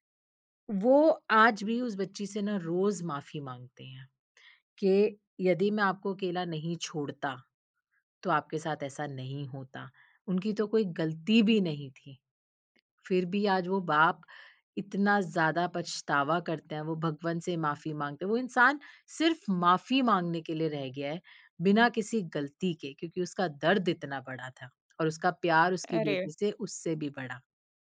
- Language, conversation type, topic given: Hindi, podcast, माफी मिलने के बाद भरोसा फिर कैसे बनाया जाए?
- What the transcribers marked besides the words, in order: none